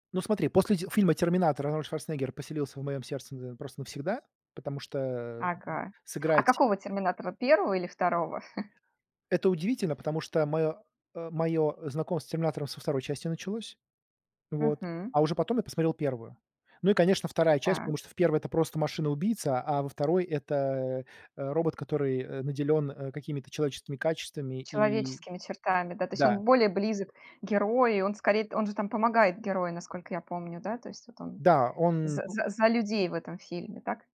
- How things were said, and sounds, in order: chuckle; tapping
- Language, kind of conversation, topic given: Russian, podcast, Какой герой из книги или фильма тебе особенно близок и почему?